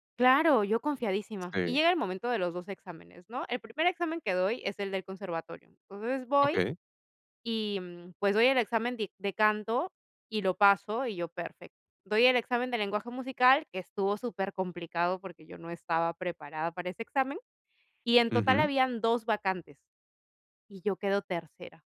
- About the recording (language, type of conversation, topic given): Spanish, podcast, ¿Has tenido alguna experiencia en la que aprender de un error cambió tu rumbo?
- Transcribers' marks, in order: none